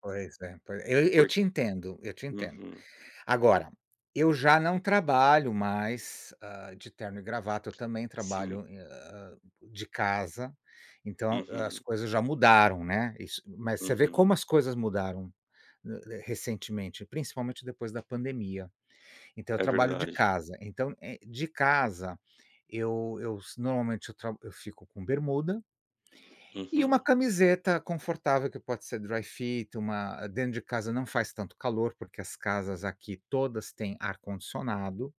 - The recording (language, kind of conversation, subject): Portuguese, unstructured, Como você escolhe suas roupas para um dia relaxante?
- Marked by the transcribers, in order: tapping; in English: "dry-fit"